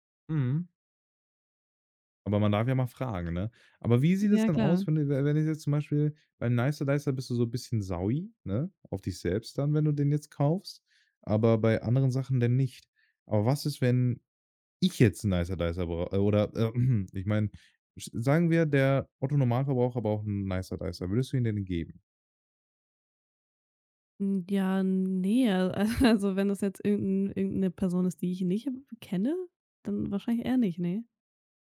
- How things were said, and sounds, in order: stressed: "ich"; throat clearing; laughing while speaking: "also"
- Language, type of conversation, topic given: German, advice, Warum habe ich bei kleinen Ausgaben während eines Sparplans Schuldgefühle?